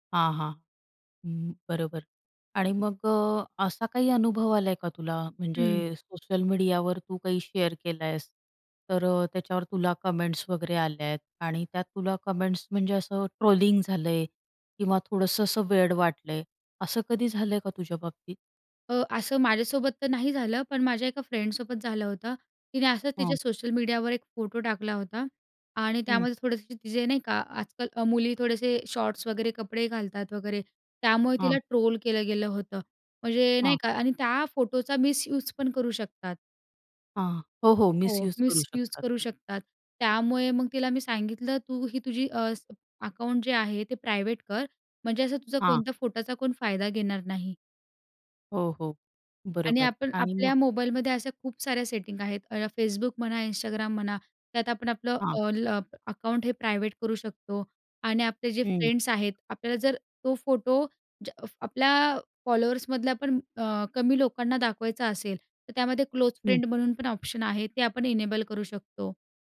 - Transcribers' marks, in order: tapping; in English: "शेअर"; in English: "कमेंट्स"; in English: "कमेंट्स"; in English: "फ्रेंडसोबत"; in English: "मिसयूज"; in English: "मिसयुज"; in English: "मिसयूज"; in English: "प्रायव्हेट"; in English: "ऑल"; in English: "प्रायव्हेट"; in English: "फ्रेंड्स"; in English: "क्लोज फ्रेंड"; in English: "इनेबल"
- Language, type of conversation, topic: Marathi, podcast, सोशल मीडियावर तुम्ही तुमची गोपनीयता कितपत जपता?